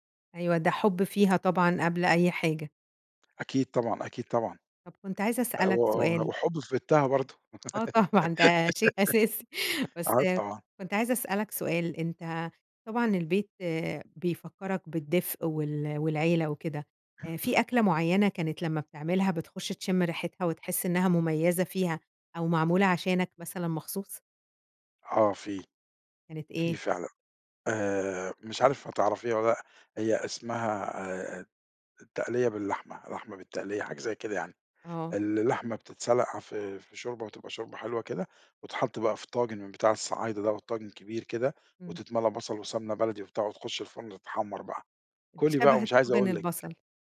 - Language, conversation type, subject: Arabic, podcast, احكيلي عن مكان حسّيت فيه بالكرم والدفء؟
- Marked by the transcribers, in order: laughing while speaking: "طبعًا"; laugh; chuckle